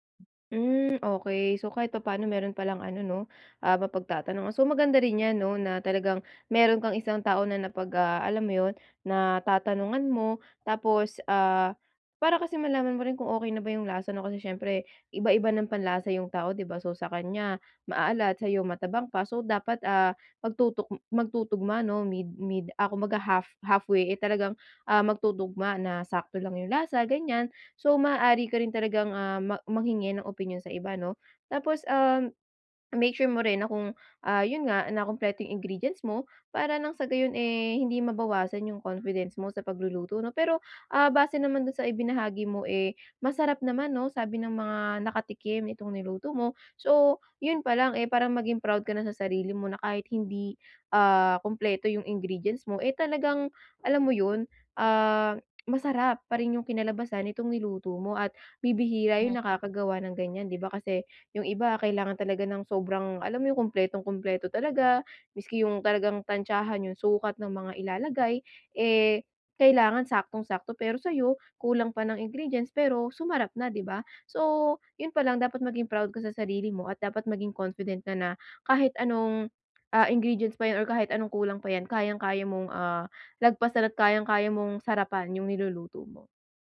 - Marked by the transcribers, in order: none
- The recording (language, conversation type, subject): Filipino, advice, Paano ako mas magiging kumpiyansa sa simpleng pagluluto araw-araw?